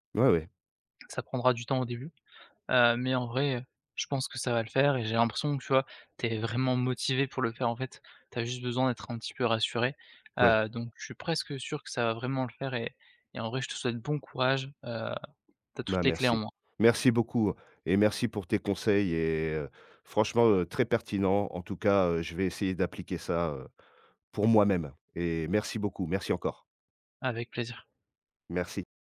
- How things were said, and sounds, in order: other background noise
- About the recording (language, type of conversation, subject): French, advice, Comment surmonter une indécision paralysante et la peur de faire le mauvais choix ?